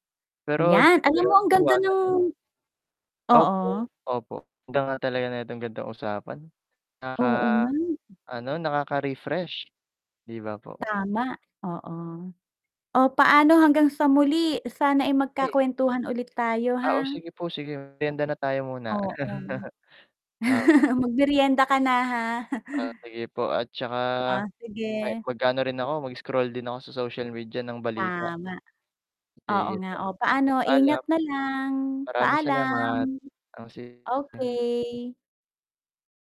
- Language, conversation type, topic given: Filipino, unstructured, Ano ang papel ng respeto sa pakikitungo mo sa ibang tao?
- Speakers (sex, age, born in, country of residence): female, 45-49, Philippines, Philippines; male, 18-19, Philippines, Philippines
- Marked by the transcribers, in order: distorted speech; other background noise; chuckle; chuckle; static; wind